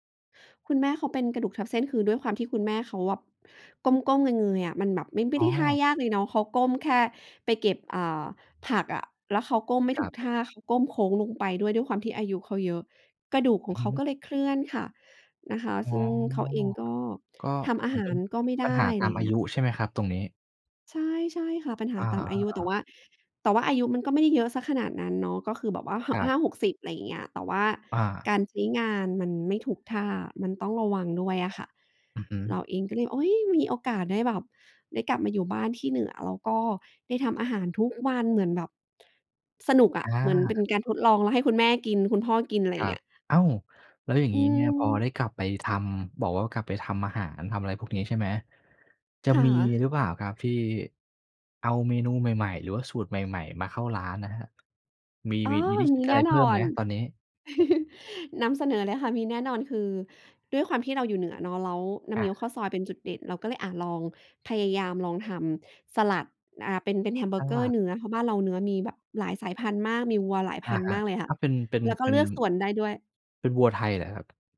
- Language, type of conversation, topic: Thai, podcast, มีกลิ่นหรือรสอะไรที่ทำให้คุณนึกถึงบ้านขึ้นมาทันทีบ้างไหม?
- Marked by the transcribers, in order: "แบบ" said as "วับ"; tapping; unintelligible speech; chuckle